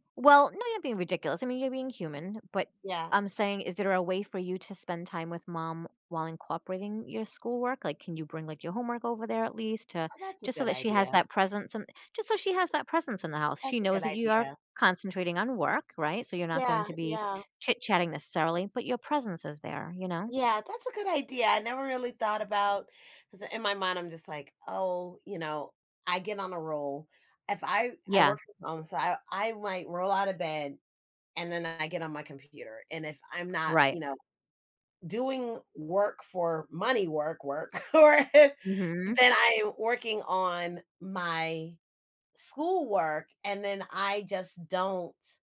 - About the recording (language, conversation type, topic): English, advice, How can I spend more meaningful time with my family?
- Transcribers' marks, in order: other background noise; tapping; laughing while speaking: "or"